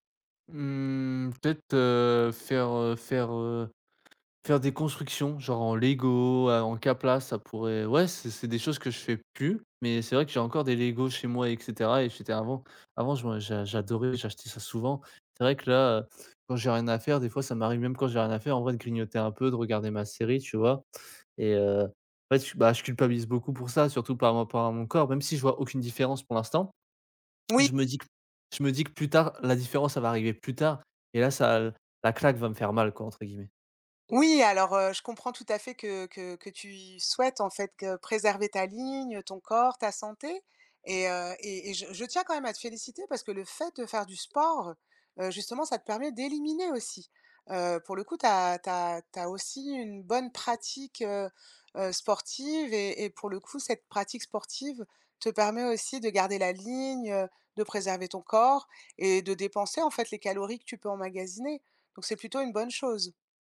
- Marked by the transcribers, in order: drawn out: "Mmh"; other background noise
- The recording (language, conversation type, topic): French, advice, Comment puis-je arrêter de grignoter entre les repas sans craquer tout le temps ?